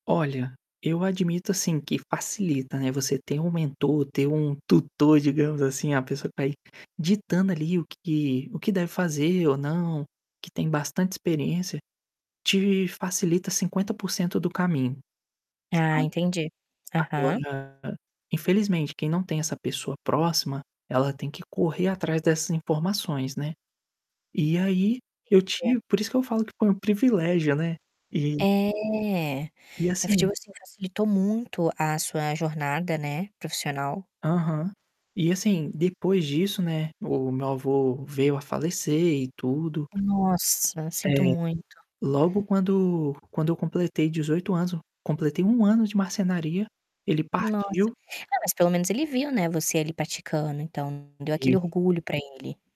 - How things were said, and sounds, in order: distorted speech; tapping; drawn out: "É"; unintelligible speech; static; other background noise; "anos" said as "anzo"
- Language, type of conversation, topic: Portuguese, podcast, O que faz você se sentir realizado no seu trabalho hoje?